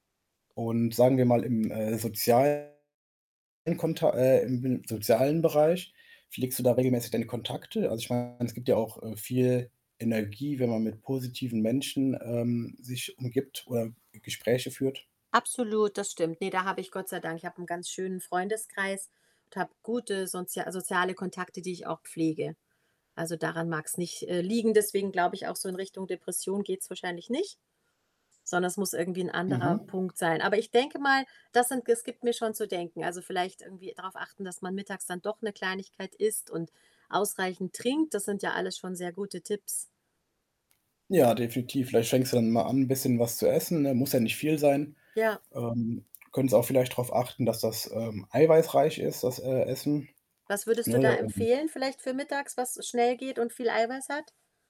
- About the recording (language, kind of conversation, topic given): German, advice, Warum bin ich trotz ausreichendem Nachtschlaf anhaltend müde?
- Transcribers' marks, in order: other background noise; static; distorted speech; unintelligible speech